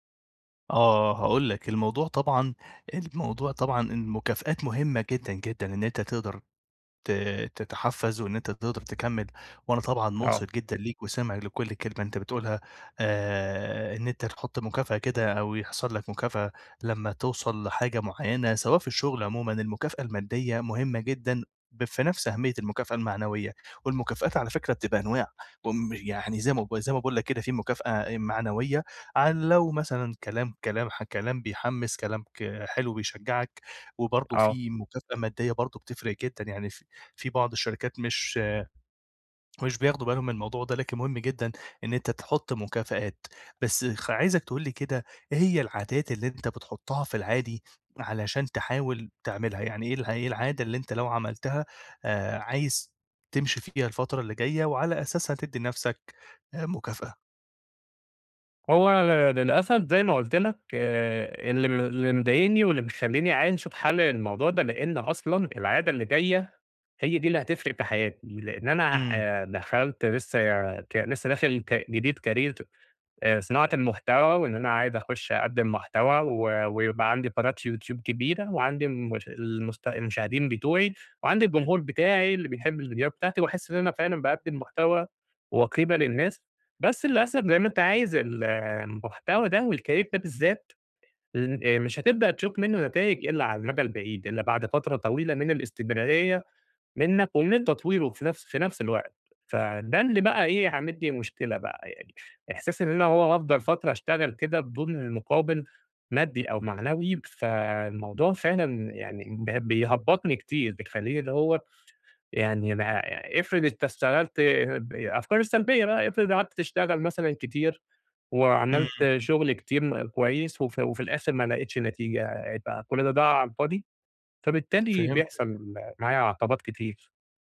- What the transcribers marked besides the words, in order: swallow; tapping; in English: "Career"; in English: "والCareer"; "تشوف" said as "تشوك"
- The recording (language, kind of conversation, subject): Arabic, advice, إزاي أختار مكافآت بسيطة وفعّالة تخلّيني أكمّل على عاداتي اليومية الجديدة؟